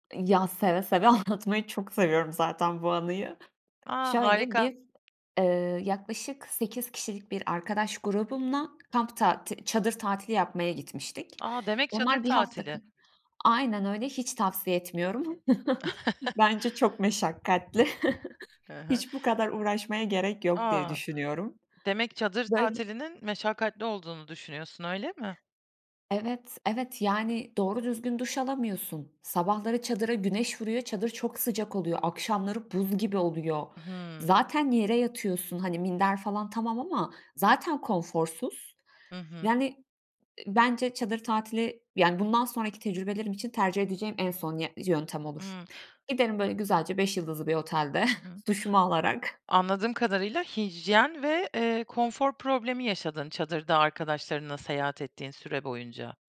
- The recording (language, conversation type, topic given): Turkish, podcast, Ailenle mi, arkadaşlarınla mı yoksa yalnız mı seyahat etmeyi tercih edersin?
- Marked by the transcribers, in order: laughing while speaking: "Anlatmayı"; tapping; chuckle; drawn out: "hı"; other background noise; laughing while speaking: "otelde"